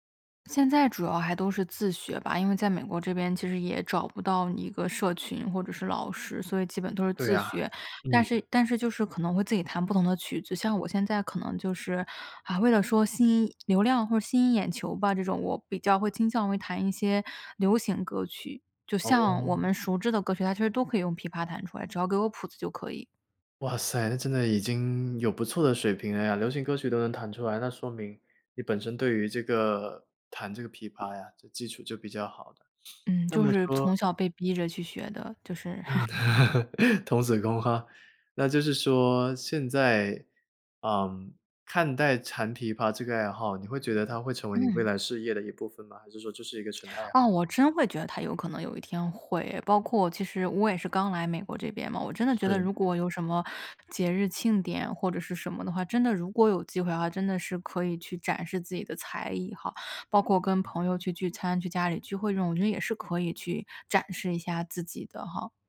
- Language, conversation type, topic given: Chinese, podcast, 你平常有哪些能让你开心的小爱好？
- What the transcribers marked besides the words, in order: sniff; laugh